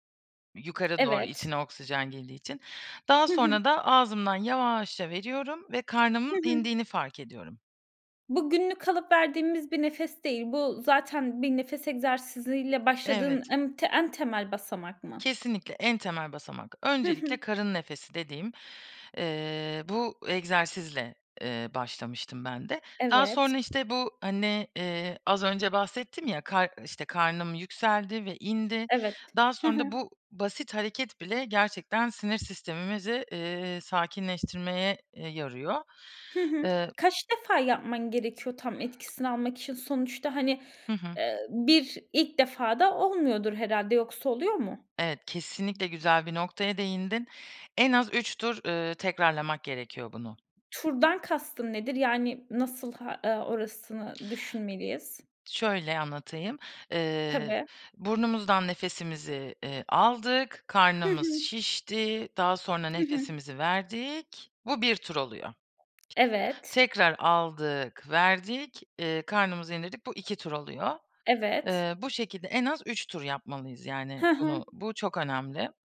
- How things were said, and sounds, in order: tapping; other background noise
- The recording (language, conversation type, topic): Turkish, podcast, Kullanabileceğimiz nefes egzersizleri nelerdir, bizimle paylaşır mısın?